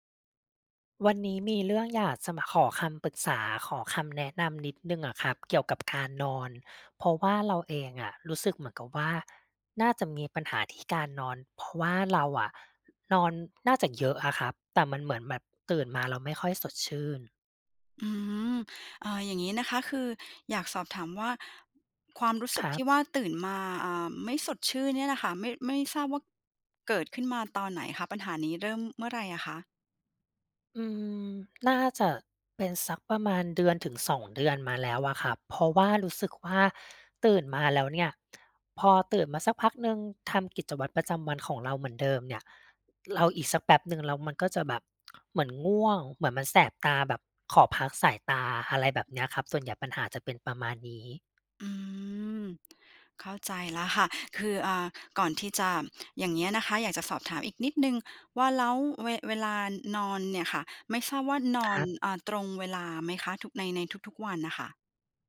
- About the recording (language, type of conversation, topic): Thai, advice, ทำไมตื่นมาไม่สดชื่นทั้งที่นอนพอ?
- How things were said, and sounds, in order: tapping; other noise; other background noise; wind